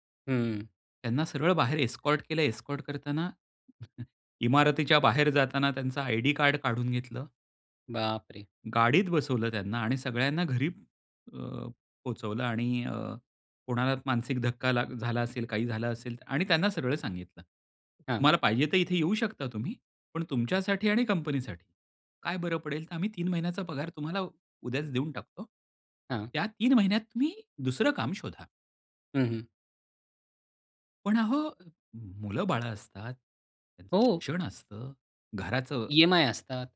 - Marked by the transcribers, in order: in English: "एस्कॉर्ट"; in English: "एस्कॉर्ट"; chuckle; other background noise; tapping
- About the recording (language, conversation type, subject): Marathi, podcast, नकार देताना तुम्ही कसे बोलता?